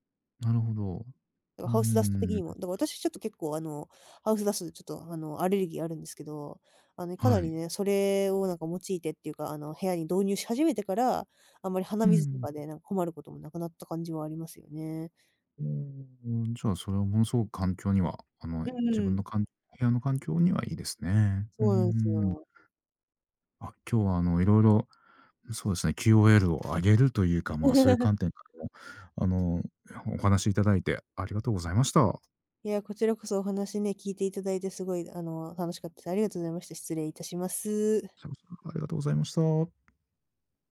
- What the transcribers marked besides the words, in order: tapping; other background noise; chuckle
- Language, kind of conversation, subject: Japanese, podcast, 自分の部屋を落ち着ける空間にするために、どんな工夫をしていますか？